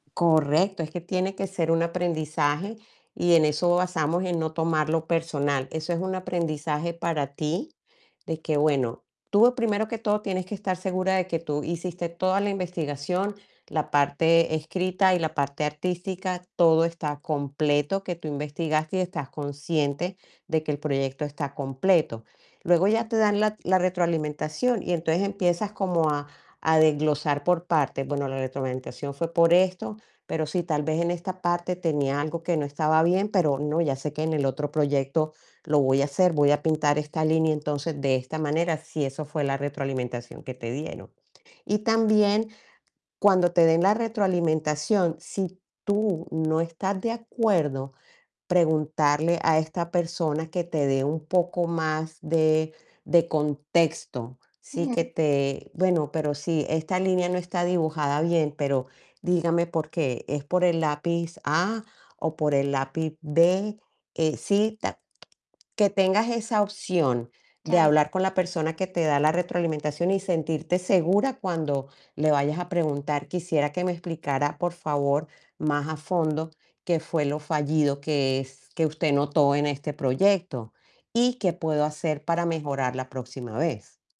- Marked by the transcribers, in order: distorted speech; tapping
- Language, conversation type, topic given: Spanish, advice, ¿Cómo recibiste una crítica dura sobre un proyecto creativo?